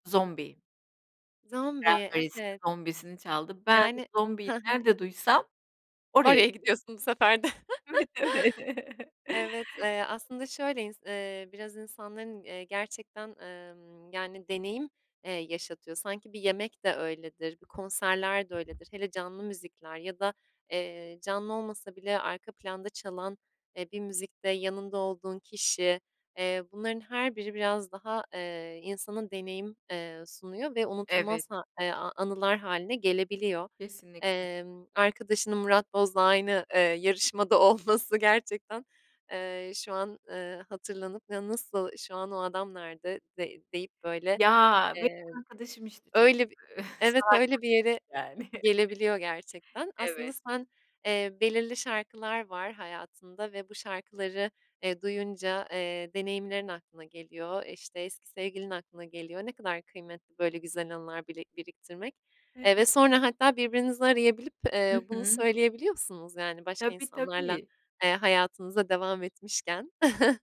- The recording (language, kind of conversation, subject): Turkish, podcast, Hangi şarkıyı duyunca aklınıza belirli bir kişi geliyor?
- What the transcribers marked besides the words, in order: laughing while speaking: "de"; laughing while speaking: "Evet, öyle"; laugh; chuckle; tapping; laughing while speaking: "olması"; stressed: "Ya"; other background noise; chuckle